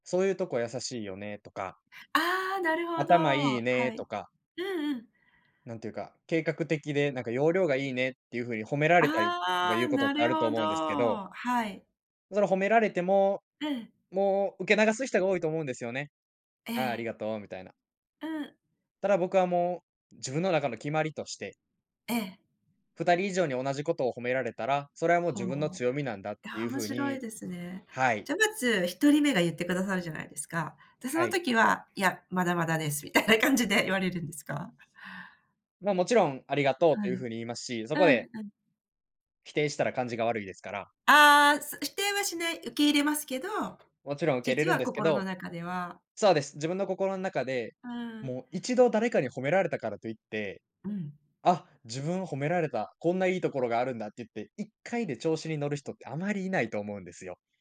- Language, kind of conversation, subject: Japanese, podcast, 自分の強みはどのように見つけましたか？
- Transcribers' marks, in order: none